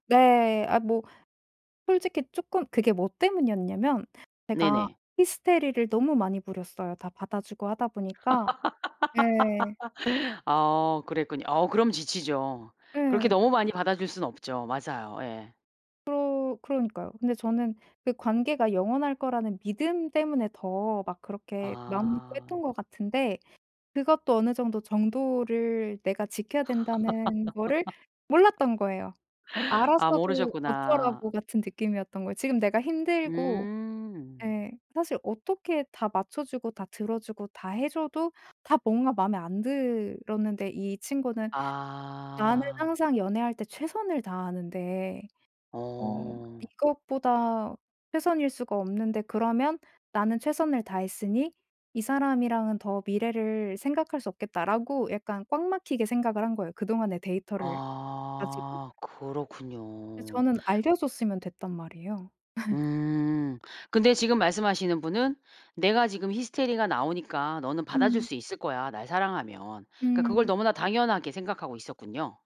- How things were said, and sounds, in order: tapping; laugh; laugh; other background noise; laugh
- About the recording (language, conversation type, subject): Korean, podcast, 사랑이나 관계에서 배운 가장 중요한 교훈은 무엇인가요?